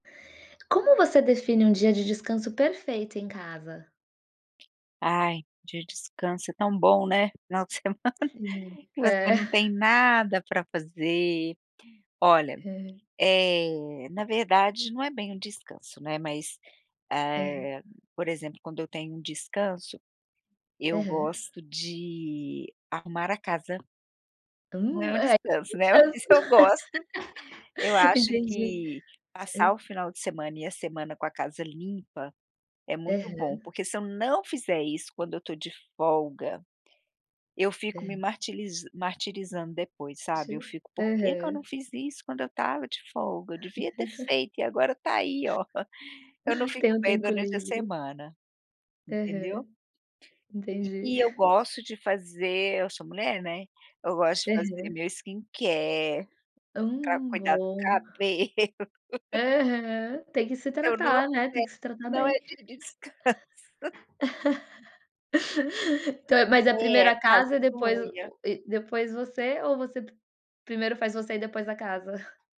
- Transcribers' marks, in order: tapping; laughing while speaking: "de semana"; chuckle; other background noise; laugh; laugh; laugh; chuckle; laughing while speaking: "cabelo"; laugh; laughing while speaking: "descanso"; laugh
- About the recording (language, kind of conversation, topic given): Portuguese, podcast, Como você define um dia perfeito de descanso em casa?